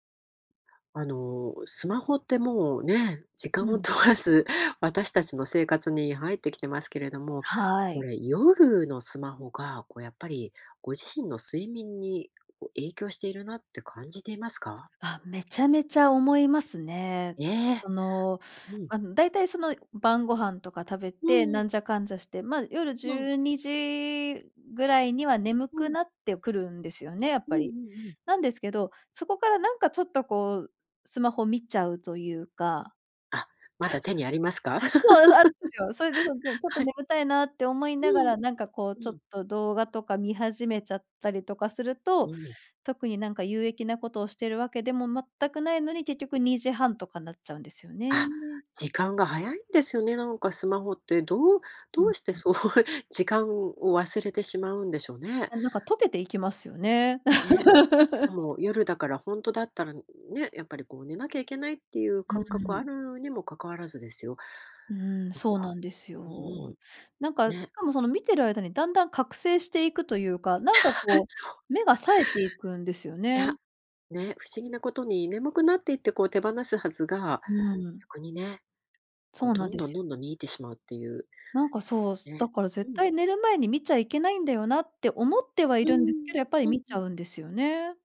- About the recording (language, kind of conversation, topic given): Japanese, podcast, 夜にスマホを使うと睡眠に影響があると感じますか？
- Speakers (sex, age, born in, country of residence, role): female, 40-44, Japan, Japan, guest; female, 50-54, Japan, France, host
- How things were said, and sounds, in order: laughing while speaking: "時間をとわず"; laugh; laugh; laugh